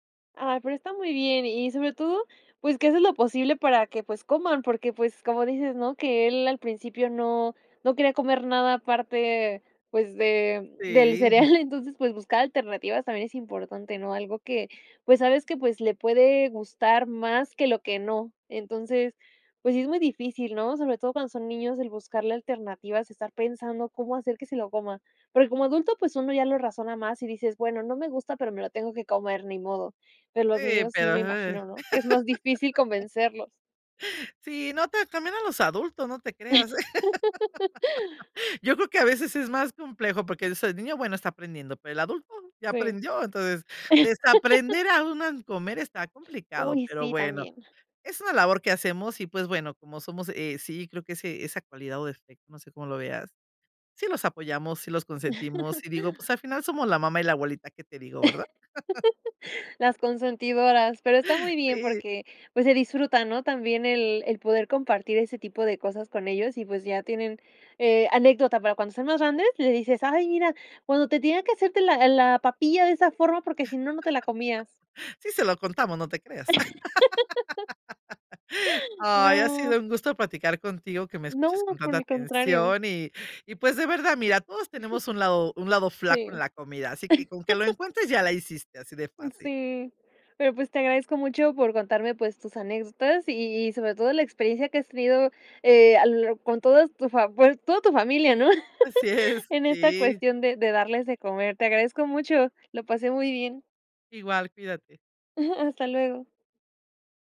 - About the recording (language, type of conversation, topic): Spanish, podcast, ¿Cómo manejas a comensales quisquillosos o a niños en el restaurante?
- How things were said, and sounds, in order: chuckle; laugh; laugh; laugh; other background noise; chuckle; chuckle; laugh; laugh; laugh; giggle; laugh; laughing while speaking: "Así es"; chuckle; giggle